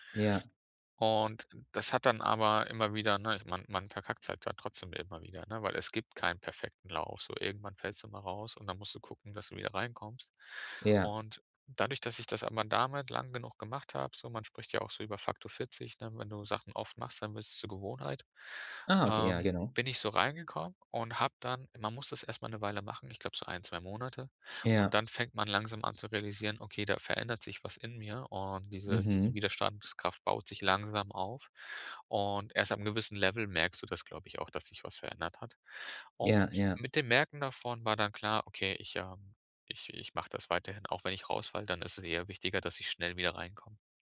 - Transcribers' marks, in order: none
- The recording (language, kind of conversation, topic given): German, podcast, Welche Gewohnheit stärkt deine innere Widerstandskraft?